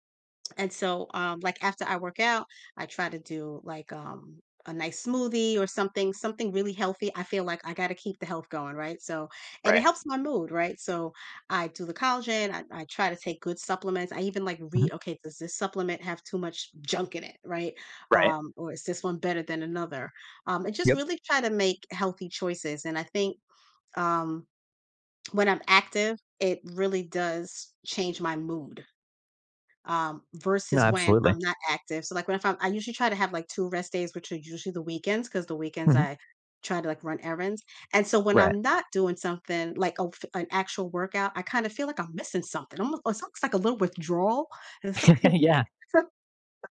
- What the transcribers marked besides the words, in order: chuckle; unintelligible speech
- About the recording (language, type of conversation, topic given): English, unstructured, Why do you think being physically active can have a positive effect on your mood?